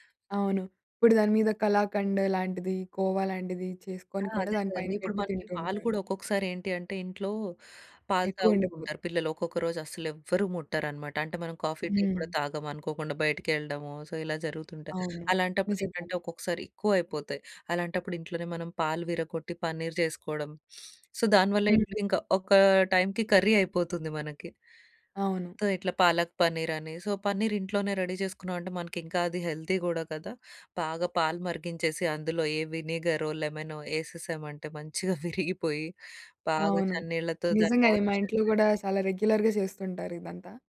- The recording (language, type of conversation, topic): Telugu, podcast, మిగిలిపోయిన ఆహారాన్ని రుచిగా మార్చడానికి మీరు చేసే ప్రయోగాలు ఏమేమి?
- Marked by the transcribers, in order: in English: "సో"; in English: "సో"; in English: "కర్రీ"; in English: "రెడీ"; in English: "హెల్తీ"; in English: "వినిగరో"; laughing while speaking: "విరిగిపోయి"; in English: "వాష్"; in English: "రెగ్యులర్‌గా"